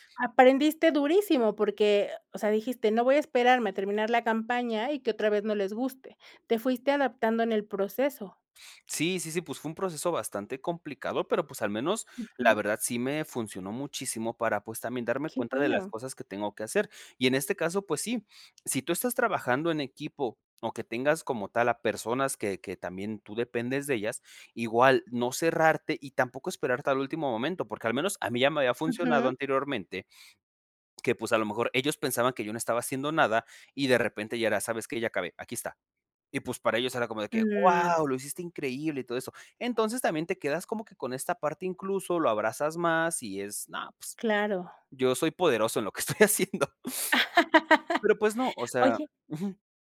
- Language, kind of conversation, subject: Spanish, podcast, ¿Cómo usas el fracaso como trampolín creativo?
- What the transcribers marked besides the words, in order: drawn out: "Mm"; tapping; other background noise; laugh; laughing while speaking: "estoy haciendo"; sniff